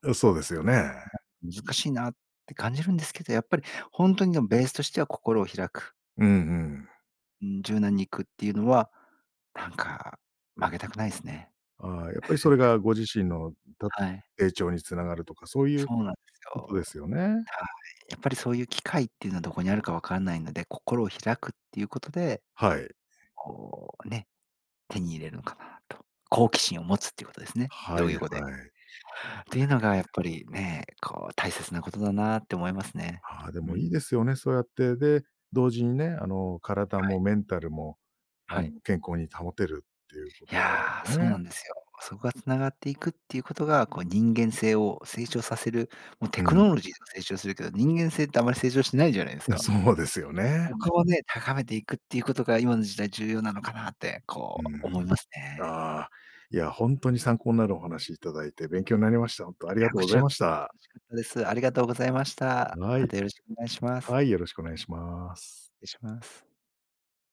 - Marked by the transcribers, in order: chuckle; unintelligible speech
- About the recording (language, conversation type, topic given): Japanese, podcast, 新しい考えに心を開くためのコツは何ですか？